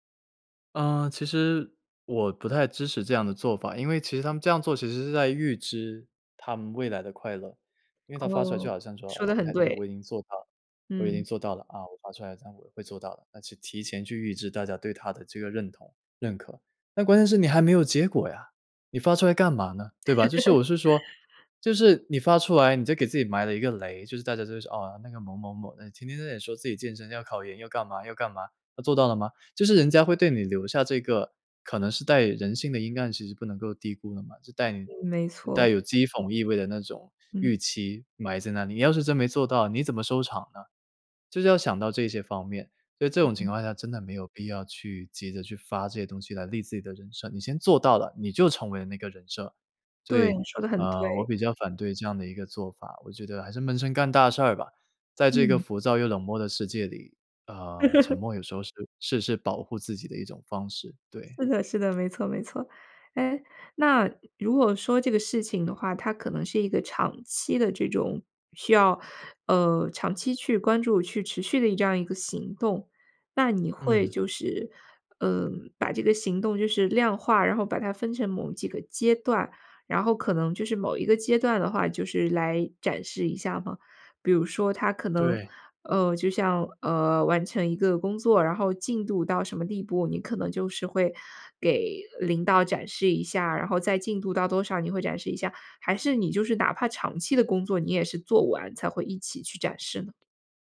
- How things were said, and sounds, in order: laugh; laugh; tapping
- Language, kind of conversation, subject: Chinese, podcast, 怎样用行动证明自己的改变？